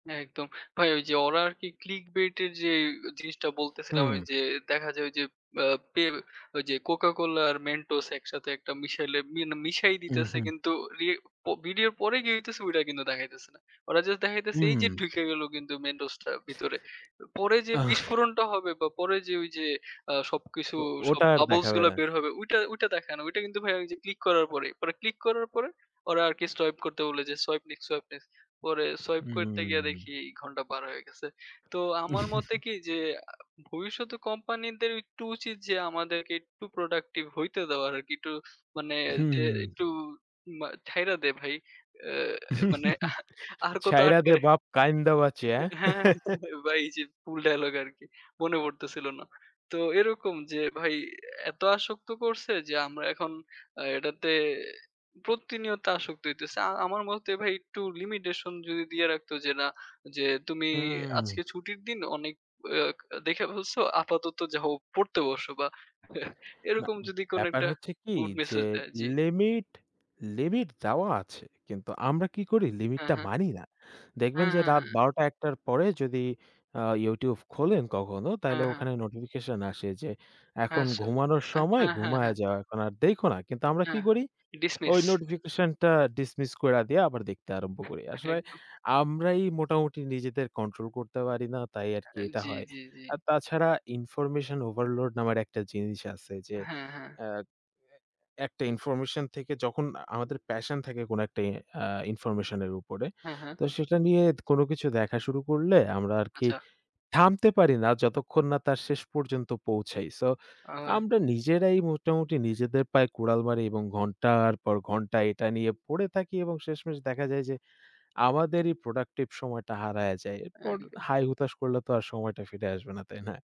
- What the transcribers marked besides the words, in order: other background noise; tapping; drawn out: "হুম"; chuckle; chuckle; laughing while speaking: "ছাইড়া দে বাপ কাইন্দ বাঁচি, হ্যাঁ?"; chuckle; laughing while speaking: "আর কত আটকায় রা হ্যাঁ, ভাই এই যে ফুল ডায়ালগ আরকি"; chuckle; chuckle; laughing while speaking: "একদম"; in English: "ইনফরমেশন ওভারলোড"; laughing while speaking: "তাই না?"
- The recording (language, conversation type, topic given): Bengali, unstructured, আপনি কি মনে করেন প্রযুক্তি বড় কোম্পানিগুলোর হাতে অতিরিক্ত ক্ষমতা দিয়েছে?